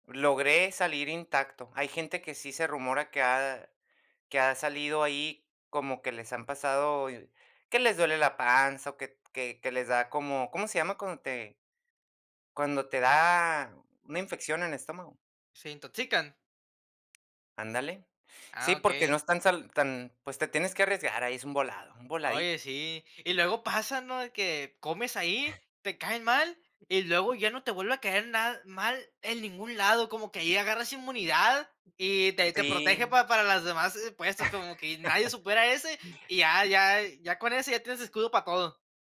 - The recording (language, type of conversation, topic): Spanish, podcast, ¿Qué comida callejera te cambió la forma de ver un lugar?
- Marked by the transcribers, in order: tapping; chuckle; "para" said as "pa"